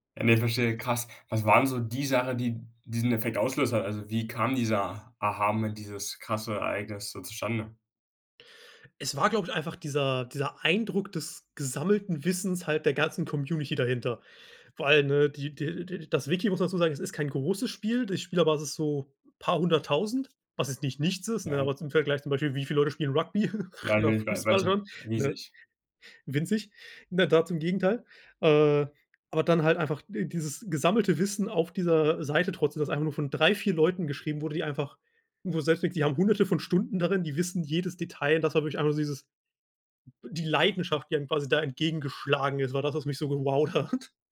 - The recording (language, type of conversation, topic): German, podcast, Was hat dich zuletzt beim Lernen richtig begeistert?
- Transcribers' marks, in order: chuckle; laughing while speaking: "gewowt hat"